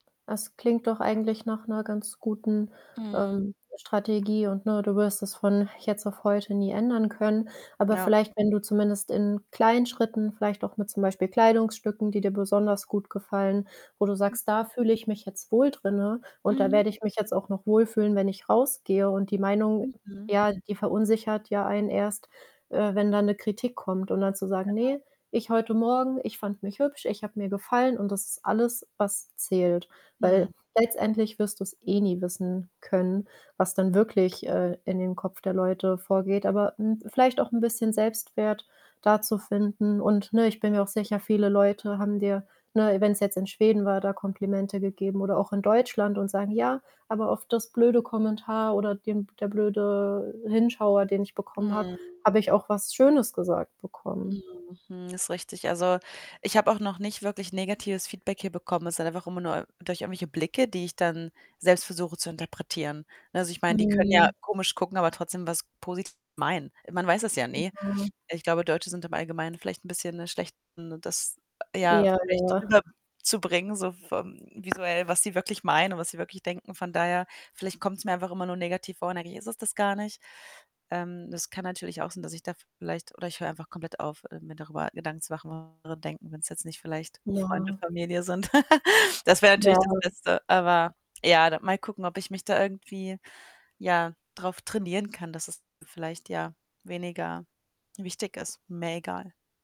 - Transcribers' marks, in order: static; distorted speech; other background noise; unintelligible speech; chuckle
- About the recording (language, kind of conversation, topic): German, advice, Wie finde ich meinen Stil, wenn ich bei modischen Entscheidungen unsicher bin?